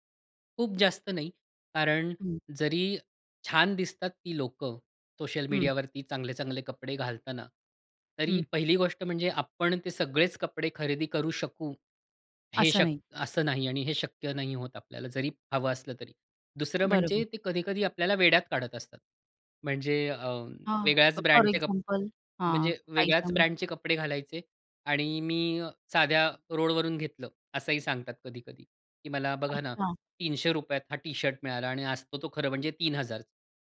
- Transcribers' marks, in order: in English: "फोर एक्झाम्पल"
- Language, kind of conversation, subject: Marathi, podcast, सामाजिक माध्यमांमुळे तुमची कपड्यांची पसंती बदलली आहे का?